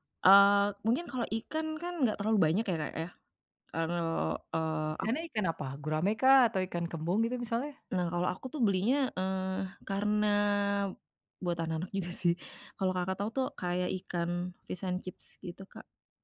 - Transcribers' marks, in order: laughing while speaking: "juga, sih"; in English: "fish and chips"
- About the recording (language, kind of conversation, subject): Indonesian, podcast, Bagaimana kamu menyulap sisa makanan menjadi lauk baru?